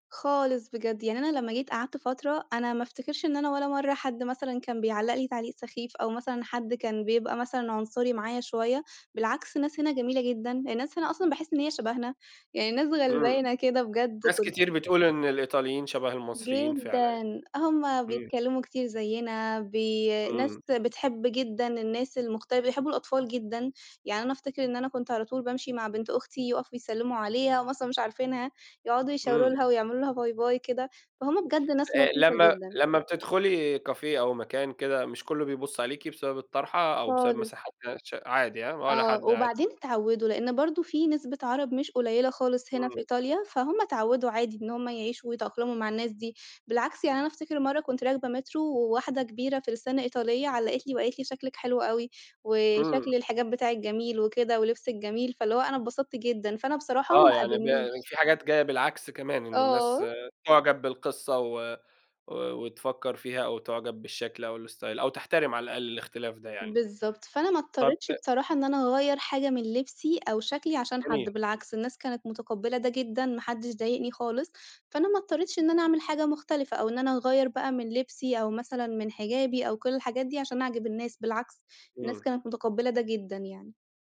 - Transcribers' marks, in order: in French: "café"; in French: "métro"; in English: "الStyle"
- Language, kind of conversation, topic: Arabic, podcast, إزاي الهجرة أثّرت على هويتك وإحساسك بالانتماء للوطن؟